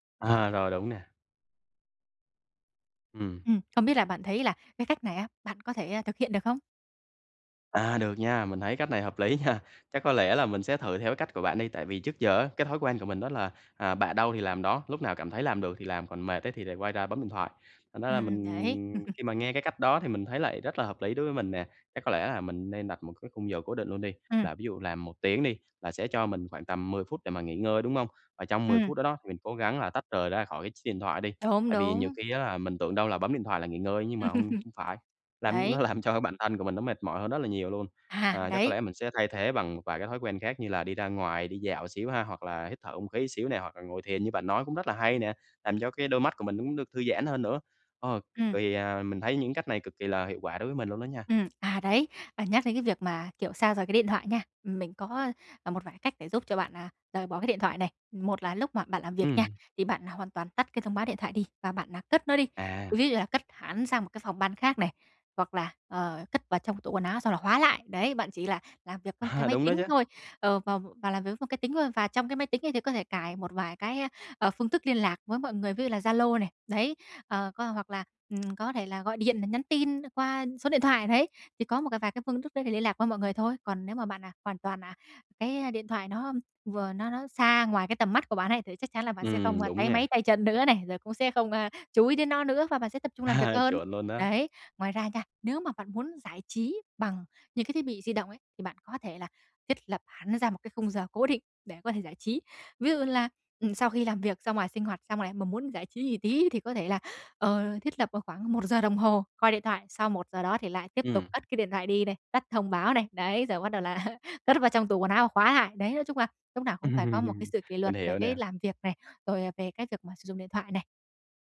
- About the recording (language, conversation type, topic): Vietnamese, advice, Làm thế nào để kiểm soát thời gian xem màn hình hằng ngày?
- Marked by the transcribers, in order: tapping; laughing while speaking: "nha"; laugh; laugh; laughing while speaking: "làm cho"; laugh; laughing while speaking: "nữa"; laughing while speaking: "À"; laughing while speaking: "là"; laugh